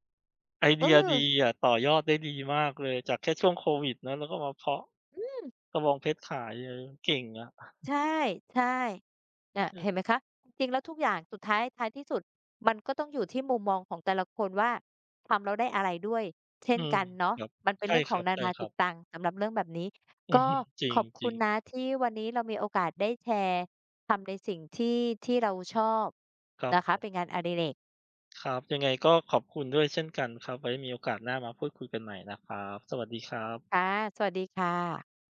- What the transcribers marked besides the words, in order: chuckle
- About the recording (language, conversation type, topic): Thai, unstructured, สิ่งที่คุณชอบที่สุดเกี่ยวกับงานอดิเรกของคุณคืออะไร?